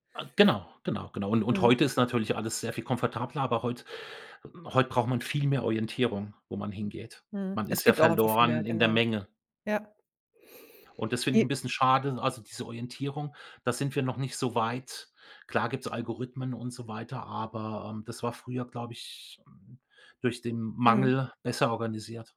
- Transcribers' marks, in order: other background noise
- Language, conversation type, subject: German, podcast, Wie hast du früher neue Musik entdeckt, als Streaming noch nicht alles war?